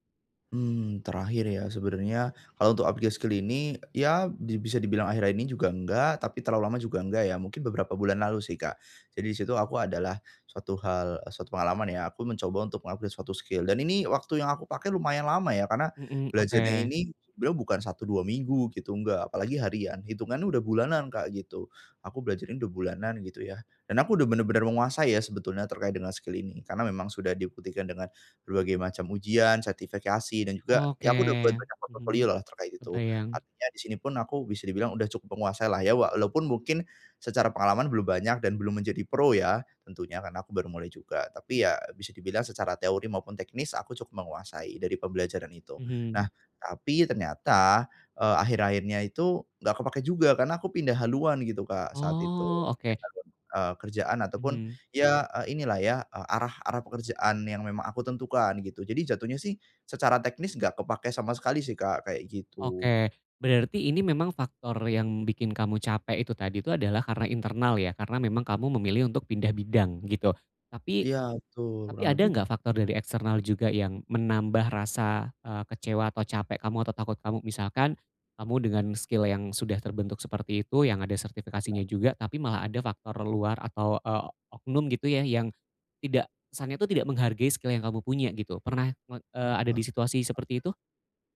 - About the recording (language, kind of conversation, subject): Indonesian, advice, Bagaimana cara saya tetap bertindak meski merasa sangat takut?
- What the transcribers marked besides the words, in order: in English: "skill"; in English: "skill"; in English: "skill"; in English: "skill"